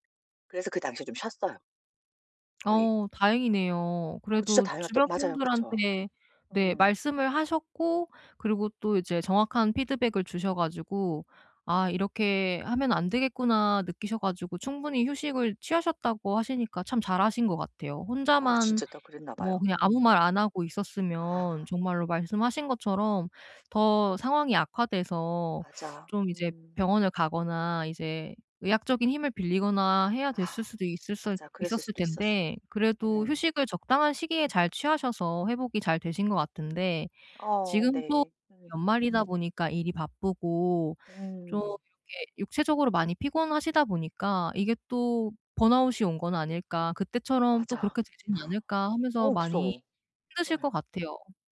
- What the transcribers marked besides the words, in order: sigh; other background noise
- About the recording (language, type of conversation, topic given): Korean, advice, 요즘 느끼는 피로가 일시적인 피곤인지 만성 번아웃인지 어떻게 구분할 수 있나요?